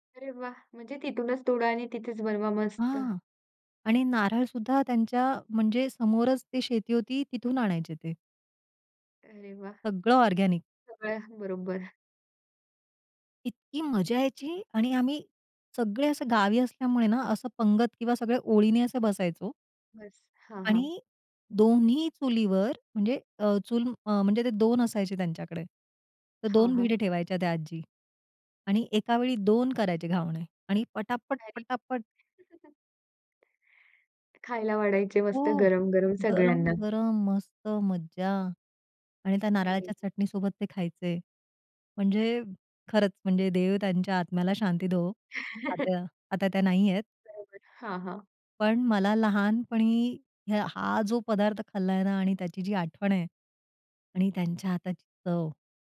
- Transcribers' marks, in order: in English: "ऑर्गनिक"; chuckle; tapping; other background noise; chuckle
- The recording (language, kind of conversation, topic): Marathi, podcast, लहानपणीची आठवण जागवणारे कोणते खाद्यपदार्थ तुम्हाला लगेच आठवतात?